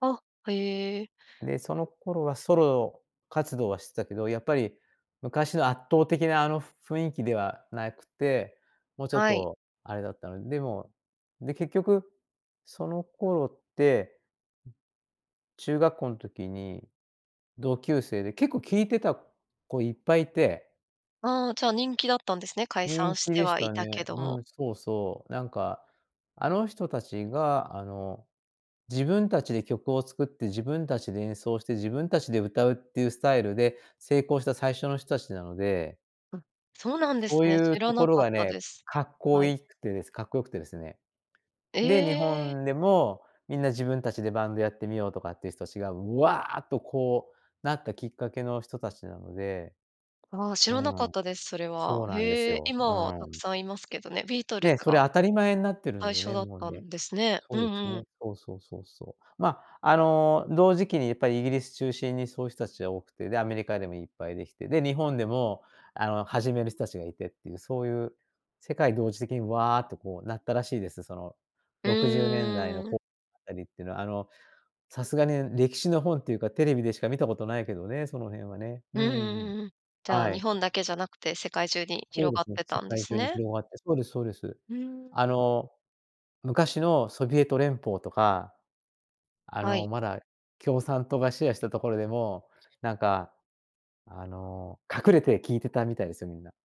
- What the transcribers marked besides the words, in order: stressed: "うわあっ"; unintelligible speech
- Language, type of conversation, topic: Japanese, podcast, 一番影響を受けたアーティストはどなたですか？